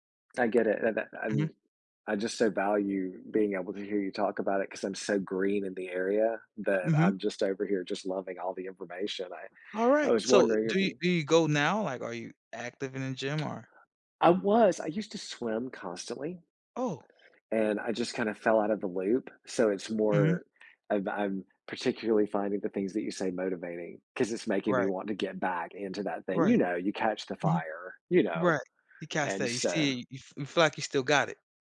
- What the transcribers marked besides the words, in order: tapping
- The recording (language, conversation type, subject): English, podcast, What are some effective ways to build a lasting fitness habit as a beginner?